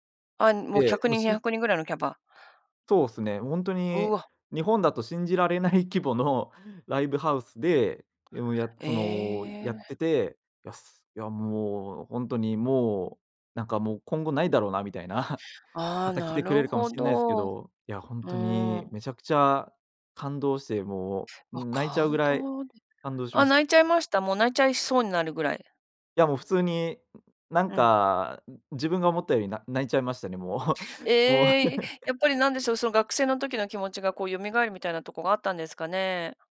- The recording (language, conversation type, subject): Japanese, podcast, 好きなアーティストとはどんなふうに出会いましたか？
- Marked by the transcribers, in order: chuckle; tapping; laugh